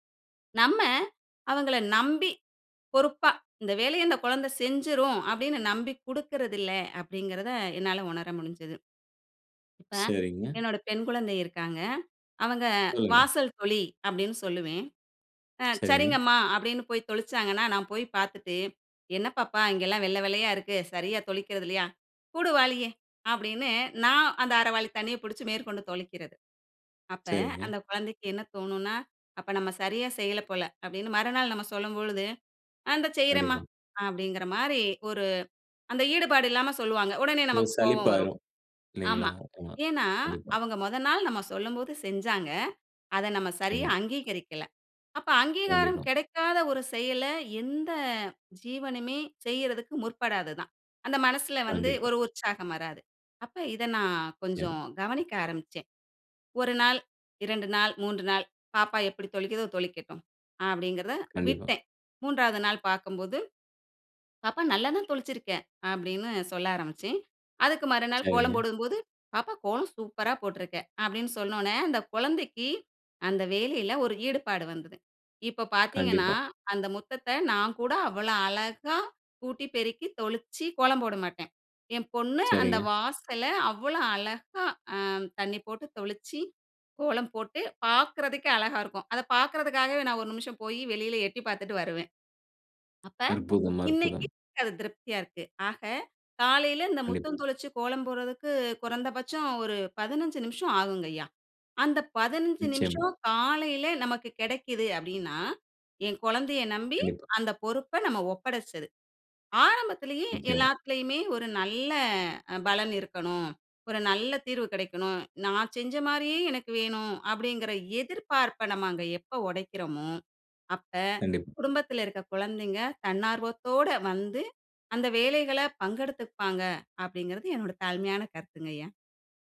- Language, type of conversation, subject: Tamil, podcast, வீட்டுப் பணிகளில் பிள்ளைகள் எப்படிப் பங்குபெறுகிறார்கள்?
- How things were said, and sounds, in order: swallow; other noise; drawn out: "எந்த"; "முற்றத்த" said as "முத்தத்தை"; drawn out: "அழகா"; "முற்றம்" said as "முத்தம்"; drawn out: "நல்ல"